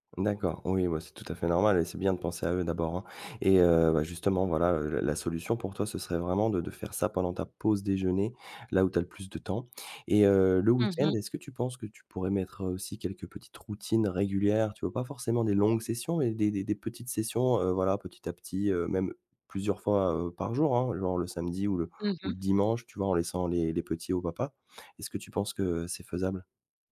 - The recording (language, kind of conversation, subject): French, advice, Comment puis-je trouver un équilibre entre le sport et la vie de famille ?
- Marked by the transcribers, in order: stressed: "longues"